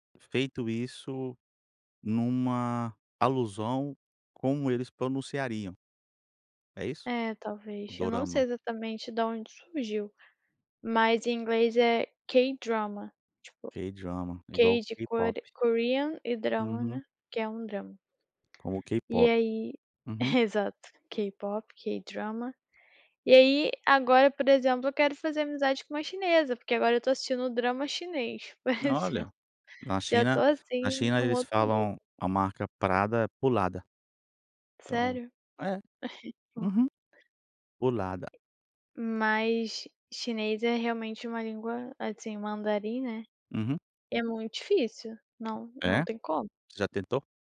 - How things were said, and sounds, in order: in English: "K-Drama"; in English: "K-Drama"; in English: "K"; in English: "Kore Korean"; in English: "K-pop"; tapping; in English: "K-Pop, K-Drama"; laughing while speaking: "por exemplo"; chuckle
- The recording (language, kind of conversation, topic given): Portuguese, podcast, Como você costuma fazer novos amigos?